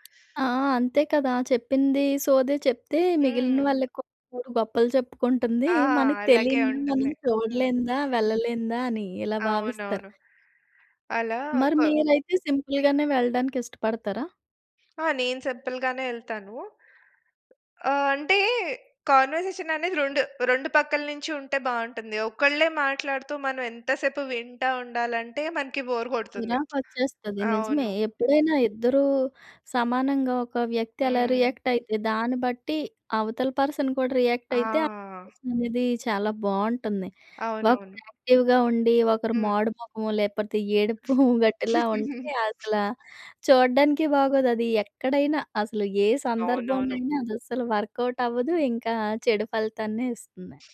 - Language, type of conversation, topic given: Telugu, podcast, స్నేహితుల గ్రూప్ చాట్‌లో మాటలు గొడవగా మారితే మీరు ఎలా స్పందిస్తారు?
- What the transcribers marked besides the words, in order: tapping; in English: "సింపుల్‌గానే"; in English: "సింపుల్‌గానే"; in English: "కన్వర్జేషన్"; in English: "బోర్"; other background noise; in English: "రియాక్ట్"; in English: "పర్సన్"; in English: "రియాక్ట్"; in English: "రిలేషన్"; in English: "యాక్టివ్‌గా"; chuckle; giggle; in English: "వర్కౌట్"